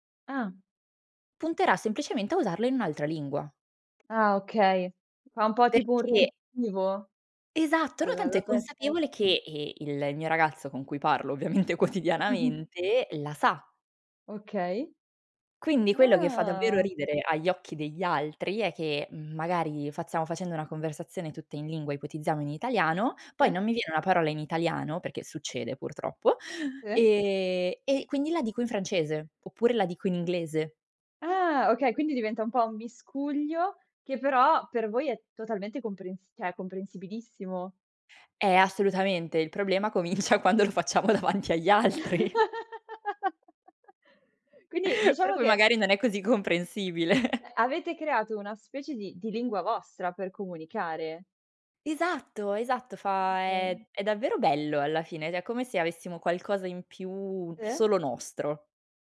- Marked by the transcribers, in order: laughing while speaking: "ovviamente quotidianamente"; other background noise; drawn out: "Ah"; "cioè" said as "ceh"; laughing while speaking: "comincia quando lo facciamo davanti agli altri"; laugh; chuckle; laughing while speaking: "Per cui magari non è così comprensibile"; chuckle; "cioè" said as "ceh"
- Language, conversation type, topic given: Italian, podcast, Ti va di parlare del dialetto o della lingua che parli a casa?